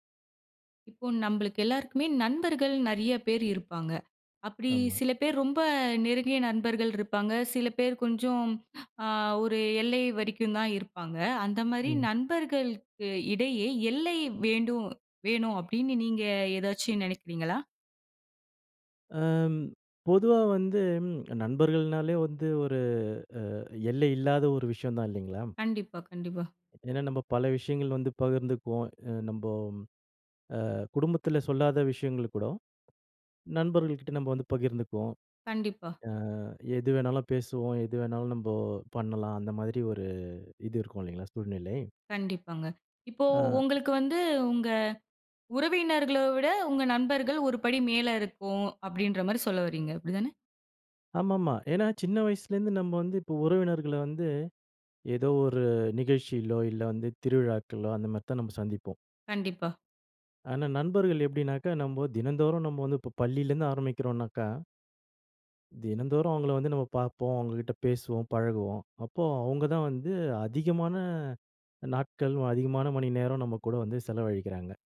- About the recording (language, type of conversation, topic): Tamil, podcast, நண்பர்கள் இடையே எல்லைகள் வைத்துக் கொள்ள வேண்டுமா?
- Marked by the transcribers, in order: other background noise; other noise